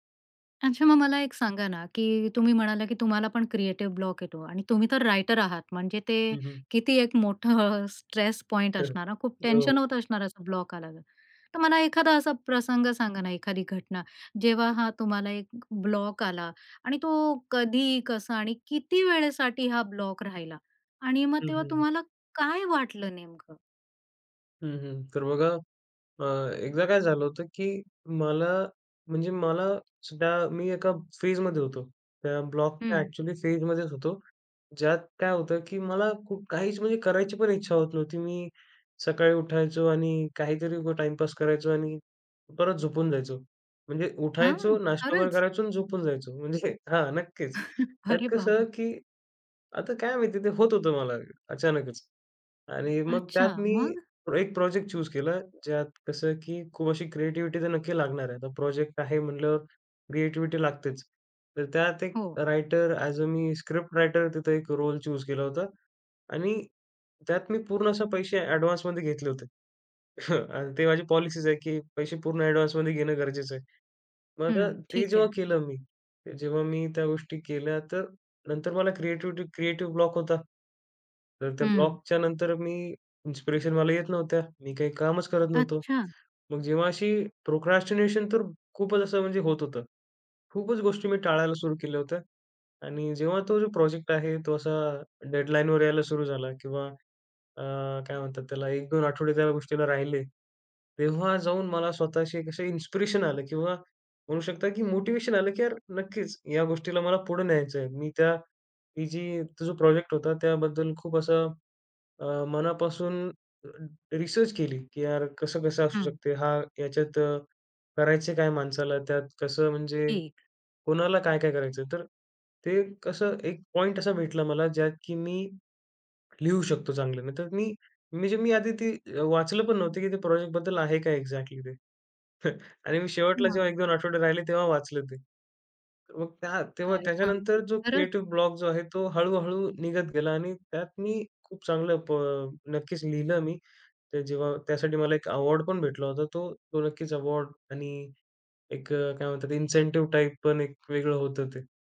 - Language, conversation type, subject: Marathi, podcast, सर्जनशीलतेचा अडथळा आला तर पुढे तुम्ही काय करता?
- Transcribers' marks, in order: in English: "क्रिएटिव्ह ब्लॉक"; laughing while speaking: "मोठं"; in English: "स्ट्रेस पॉइंट"; in English: "ब्लॉक"; in English: "ब्लॉक"; in English: "ब्लॉक"; in English: "फेजमध्ये"; in English: "ब्लॉकच्या एक्चुअली फेजमध्येच"; laughing while speaking: "म्हणजे हां"; chuckle; laughing while speaking: "अरे बाबा"; in English: "चूज"; in English: "क्रिएटिव्हिटी"; tapping; in English: "क्रिएटिव्हिटी"; in English: "रायटर अ‍ॅज अ"; in English: "स्क्रिप्ट रायटर"; in English: "रोल चूज"; in English: "ॲडव्हान्समध्ये"; chuckle; in English: "पॉलिसीच"; in English: "ॲडव्हान्समध्ये"; in English: "क्रिएटिव्हिटी क्रिएटिव्ह ब्लॉक"; in English: "ब्लॉकच्या"; in English: "इन्स्पिरेशन"; in English: "प्रोक्रॅस्टिनेशन"; in English: "इन्स्पिरेशन"; in English: "मोटिवेशन"; in English: "रिसर्च"; other background noise; in English: "एक्सजेक्टली"; chuckle; in English: "क्रिएटिव ब्लॉक"; in English: "अवॉर्ड"; in English: "अवॉर्ड"; in English: "इन्सेंटिव्ह टाइप"